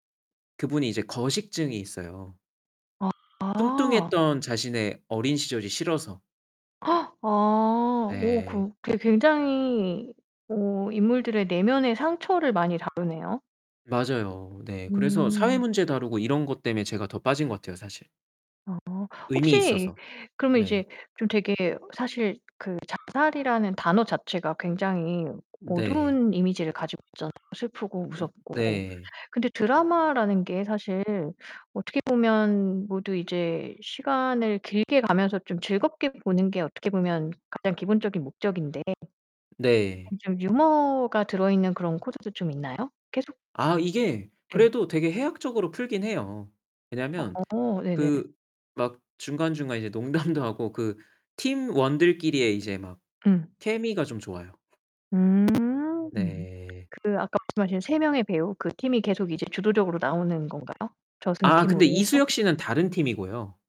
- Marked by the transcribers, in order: distorted speech; static; gasp; tapping; laughing while speaking: "농담도"; other background noise
- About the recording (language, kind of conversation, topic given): Korean, podcast, 최근 빠져든 드라마에서 어떤 점이 가장 좋았나요?